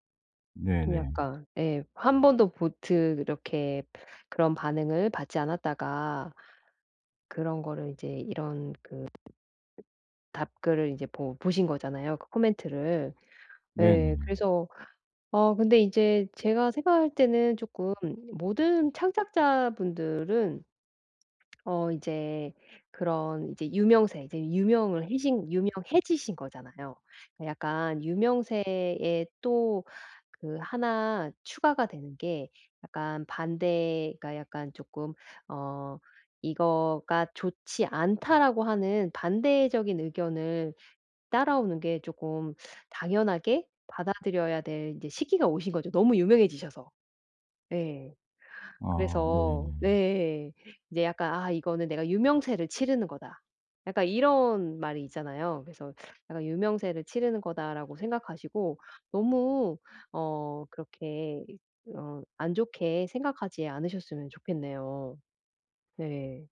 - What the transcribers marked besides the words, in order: other background noise
- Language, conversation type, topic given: Korean, advice, 타인의 반응에 대한 걱정을 줄이고 자신감을 어떻게 회복할 수 있을까요?